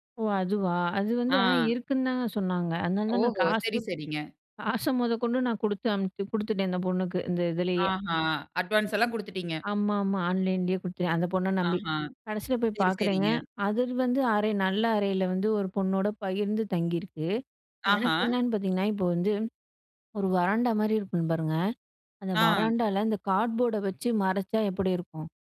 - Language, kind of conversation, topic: Tamil, podcast, புது நகருக்கு வேலைக்காகப் போகும்போது வாழ்க்கை மாற்றத்தை எப்படி திட்டமிடுவீர்கள்?
- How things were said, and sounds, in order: in English: "அட்வான்ஸ்ல்லாம்"; in English: "கார்ட்போர்ட"